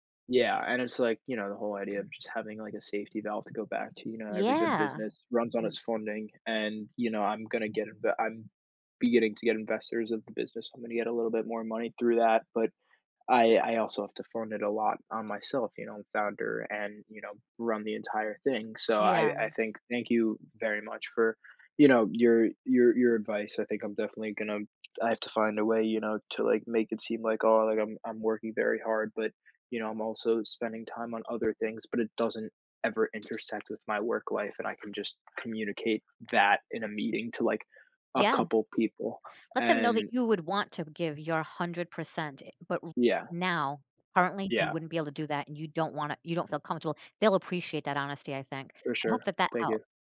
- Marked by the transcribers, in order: throat clearing; other background noise; tapping
- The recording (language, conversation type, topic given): English, advice, How can I succeed and build confidence after an unexpected promotion?
- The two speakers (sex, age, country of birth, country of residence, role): female, 50-54, United States, United States, advisor; male, 20-24, United States, United States, user